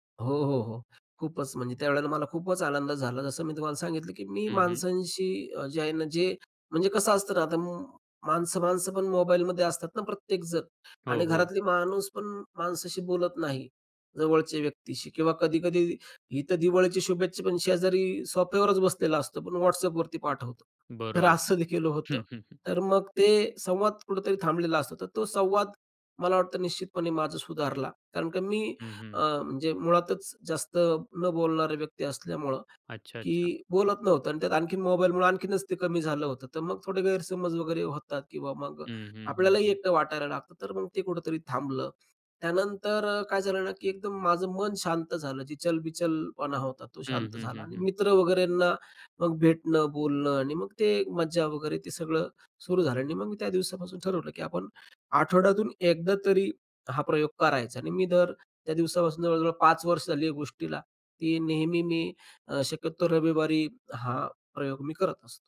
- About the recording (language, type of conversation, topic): Marathi, podcast, डिजिटल डिटॉक्सबद्दल तुमचे काय विचार आहेत?
- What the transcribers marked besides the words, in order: other background noise; tapping